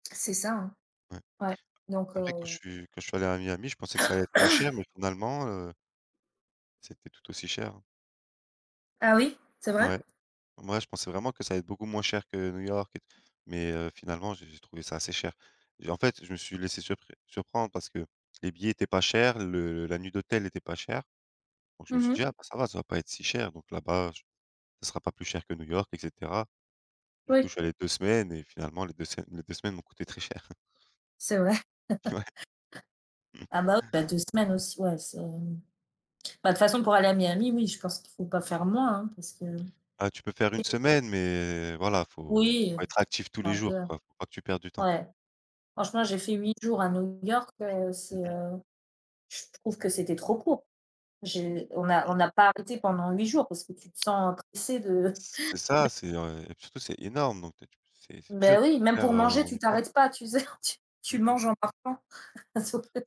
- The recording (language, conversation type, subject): French, unstructured, Est-ce que voyager devrait être un droit pour tout le monde ?
- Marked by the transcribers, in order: throat clearing; tapping; other background noise; chuckle; laughing while speaking: "Ouais"; chuckle; stressed: "énorme"; laughing while speaking: "tu sais, tu"; chuckle; unintelligible speech